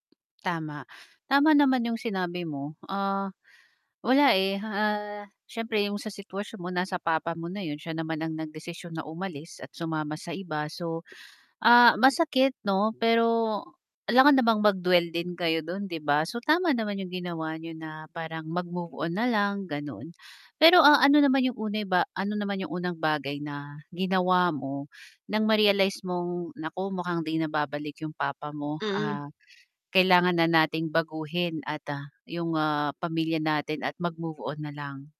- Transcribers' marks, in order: tapping; tongue click; static; "ano ba" said as "uneba"
- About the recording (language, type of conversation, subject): Filipino, podcast, Paano ka nakaangkop sa pinakamalaking pagbabagong naranasan mo?